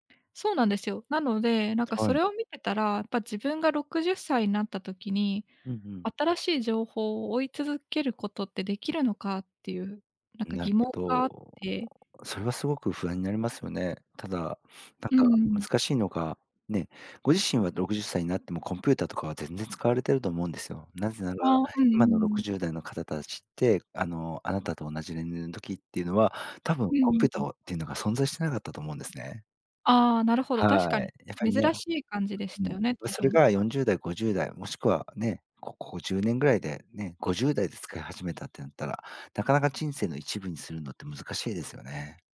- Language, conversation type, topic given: Japanese, advice, 老後のための貯金を始めたいのですが、何から始めればよいですか？
- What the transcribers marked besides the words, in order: other background noise; sniff